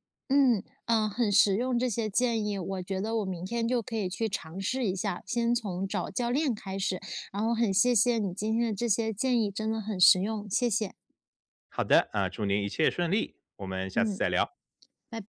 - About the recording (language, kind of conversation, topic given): Chinese, advice, 我怎样才能建立可持续、长期稳定的健身习惯？
- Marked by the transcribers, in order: tapping